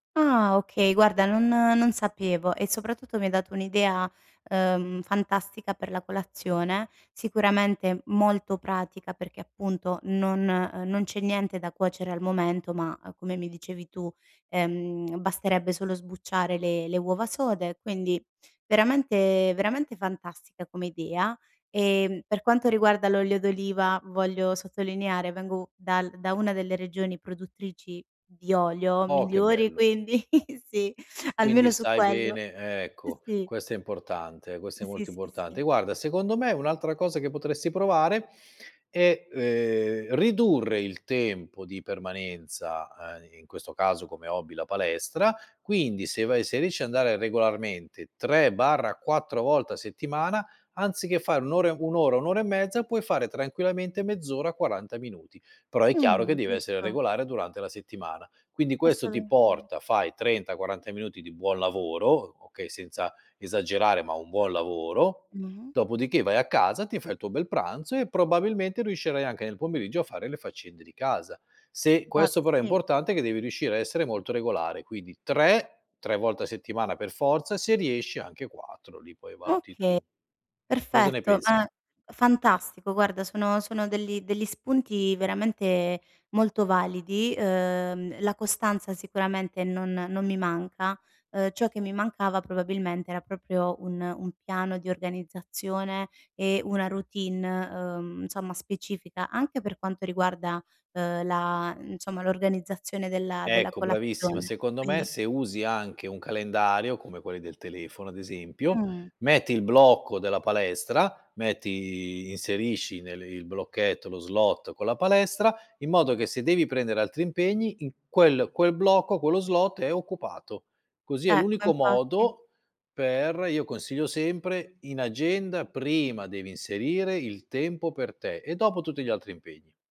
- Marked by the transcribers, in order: laughing while speaking: "quindi sì"; "Guarda" said as "uarda"
- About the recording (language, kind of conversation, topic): Italian, advice, Come posso trovare tempo per i miei hobby quando lavoro e ho una famiglia?